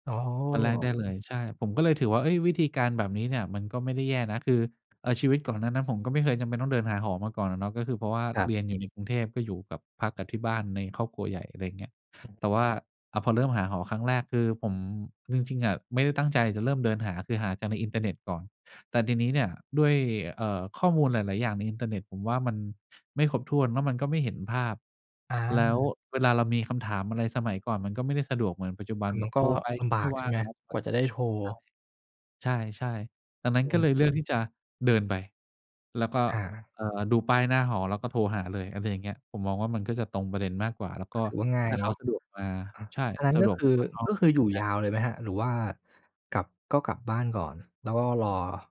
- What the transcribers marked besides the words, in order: other background noise; unintelligible speech
- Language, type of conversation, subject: Thai, podcast, ตอนที่เริ่มอยู่คนเดียวครั้งแรกเป็นยังไงบ้าง